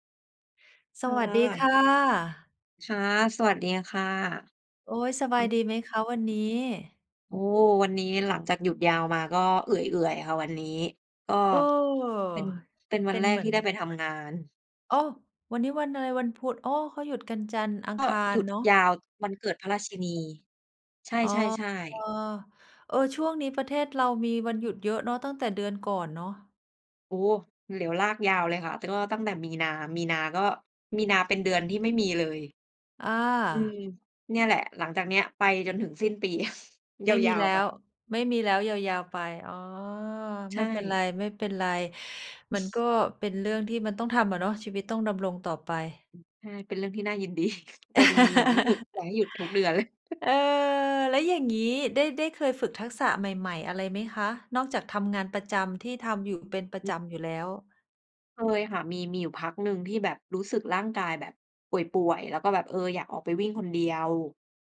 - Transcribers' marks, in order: other background noise; chuckle; chuckle; laughing while speaking: "ดี"; laugh; laughing while speaking: "เลย"
- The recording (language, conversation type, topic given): Thai, unstructured, คุณเริ่มต้นฝึกทักษะใหม่ ๆ อย่างไรเมื่อไม่มีประสบการณ์?